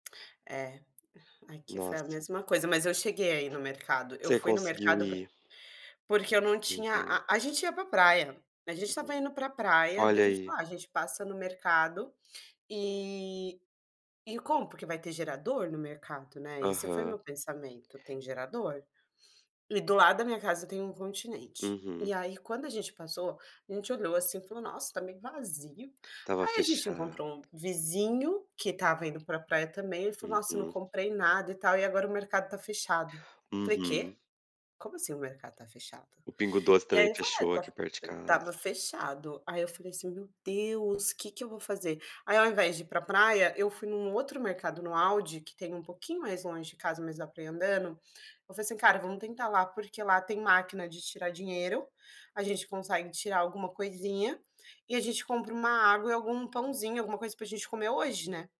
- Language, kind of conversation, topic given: Portuguese, unstructured, Qual notícia do ano mais te surpreendeu?
- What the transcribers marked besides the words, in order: tongue click; tapping